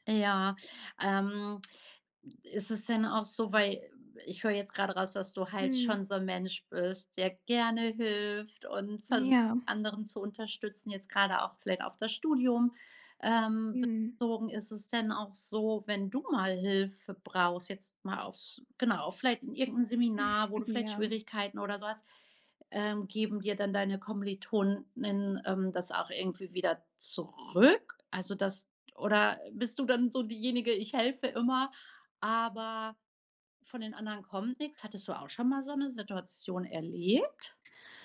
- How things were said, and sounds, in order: giggle
- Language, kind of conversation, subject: German, podcast, Wie gibst du Unterstützung, ohne dich selbst aufzuopfern?